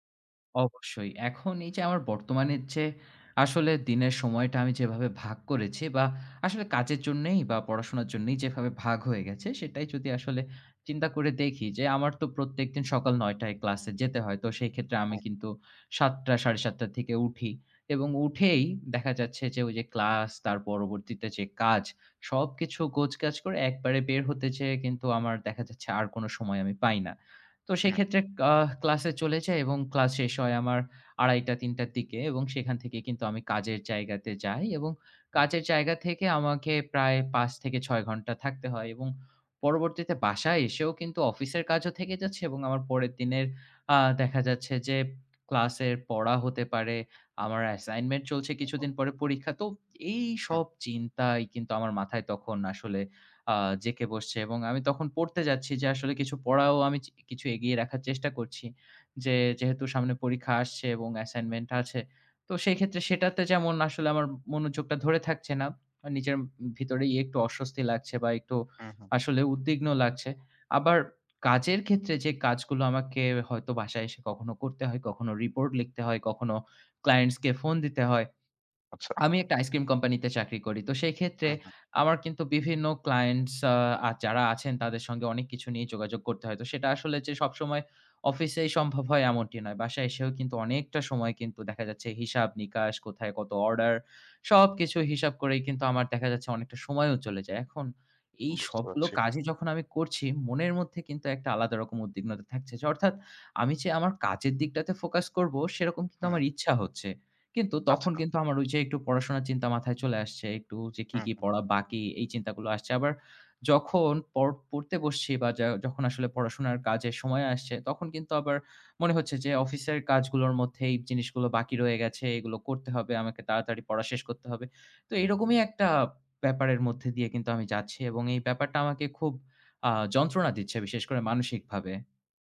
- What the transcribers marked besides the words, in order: tapping; other background noise; in English: "ice cream company"; tongue click
- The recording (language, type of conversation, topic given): Bengali, advice, কাজের চাপ অনেক বেড়ে যাওয়ায় আপনার কি বারবার উদ্বিগ্ন লাগছে?